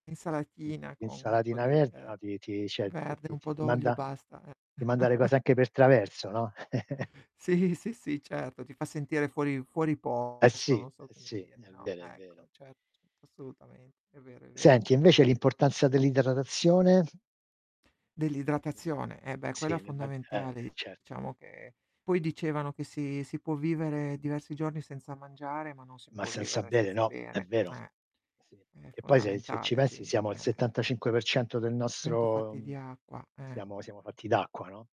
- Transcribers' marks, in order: distorted speech; "cioè" said as "ceh"; chuckle; laughing while speaking: "Sì"; other background noise
- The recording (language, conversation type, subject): Italian, unstructured, In che modo l'alimentazione quotidiana può influenzare il nostro livello di energia?